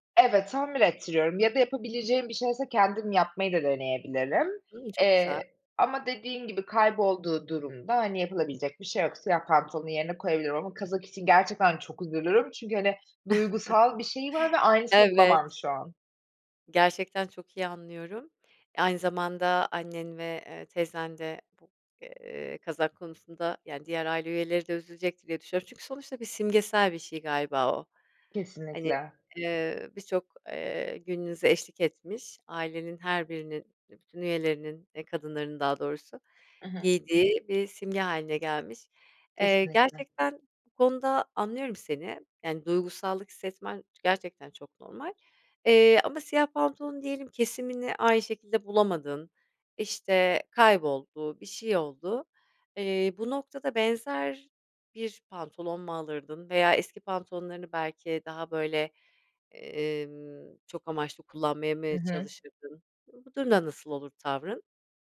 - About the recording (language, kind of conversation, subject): Turkish, podcast, Gardırobunuzda vazgeçemediğiniz parça hangisi ve neden?
- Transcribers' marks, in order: chuckle; tapping